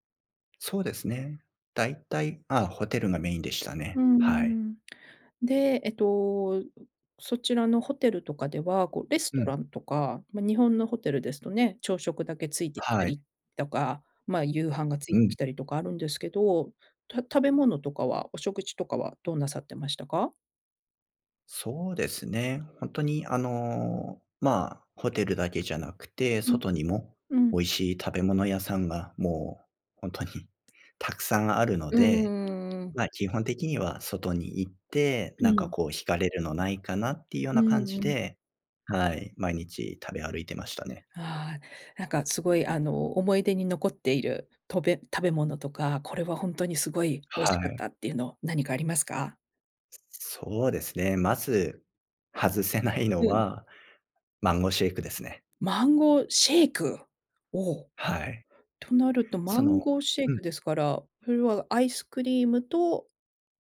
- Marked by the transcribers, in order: other noise; other background noise; laughing while speaking: "外せないのは、マンゴーシェイクですね"; surprised: "マンゴーシェイク、 お"
- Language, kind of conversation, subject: Japanese, podcast, 人生で一番忘れられない旅の話を聞かせていただけますか？